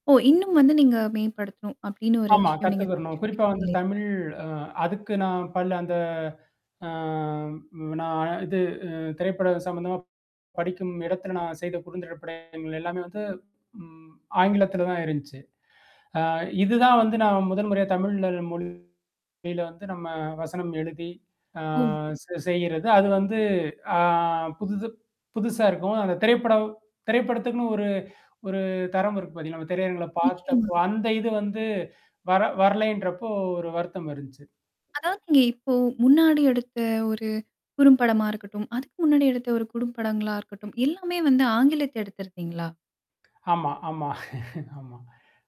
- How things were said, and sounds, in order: static; tapping; distorted speech; other background noise; laugh
- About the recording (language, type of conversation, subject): Tamil, podcast, பணம், புகைப்படம், புகழ்—இந்த மூன்றிலும் ஒவ்வொன்றும் உங்கள் அடையாளத்தை எவ்வளவு அளவுக்கு நிர்ணயிக்கிறது?